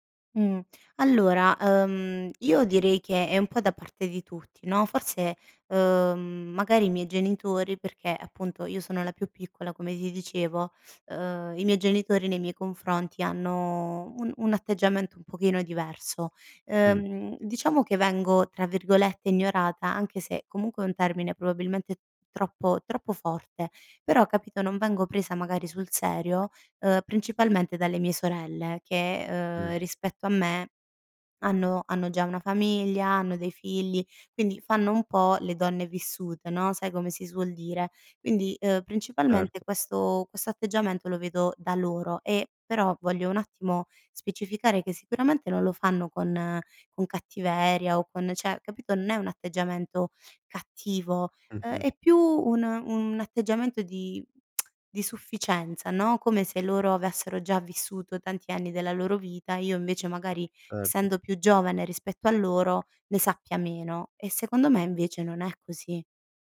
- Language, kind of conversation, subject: Italian, advice, Come ti senti quando ti ignorano durante le discussioni in famiglia?
- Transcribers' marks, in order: "cioè" said as "ceh"; tsk